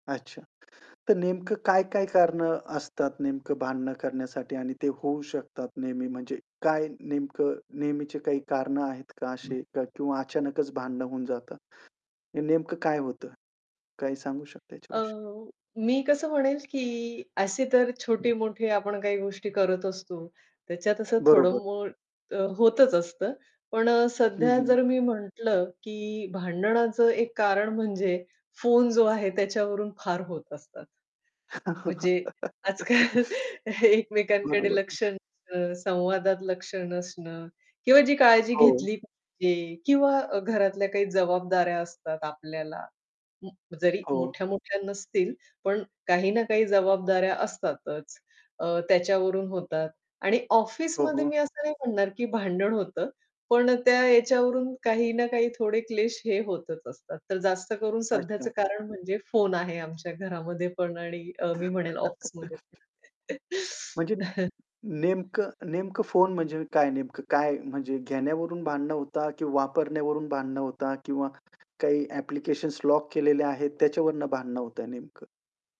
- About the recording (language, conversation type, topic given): Marathi, podcast, भांडणानंतर नातं टिकवण्यासाठी कोणती छोटी सवय सर्वात उपयोगी ठरते?
- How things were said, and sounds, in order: other background noise; distorted speech; static; chuckle; laugh; chuckle; chuckle